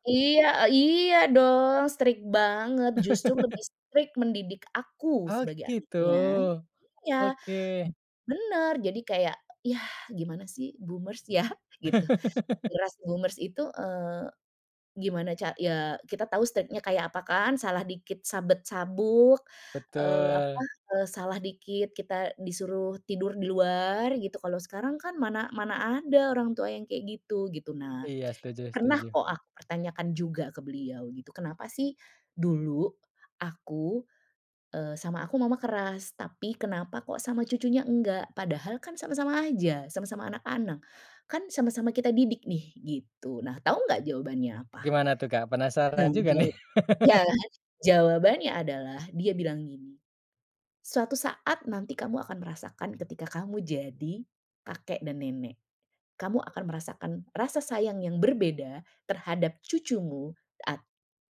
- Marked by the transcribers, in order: in English: "strict"; laugh; in English: "strict"; in English: "boomers"; in English: "boomers"; laugh; in English: "state-nya"; chuckle
- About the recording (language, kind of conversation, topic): Indonesian, podcast, Bagaimana reaksimu jika orang tuamu tidak menerima batasanmu?